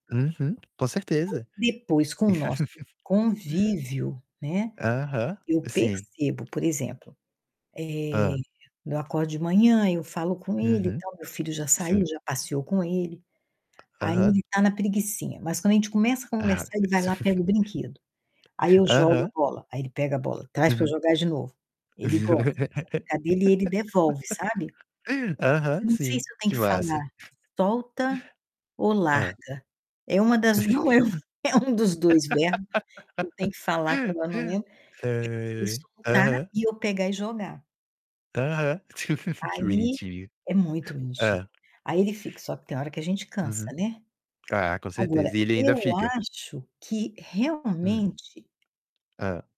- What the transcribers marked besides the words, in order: other background noise; chuckle; tapping; distorted speech; laugh; laugh; laugh; chuckle
- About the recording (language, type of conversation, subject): Portuguese, unstructured, Quais são os benefícios de brincar com os animais?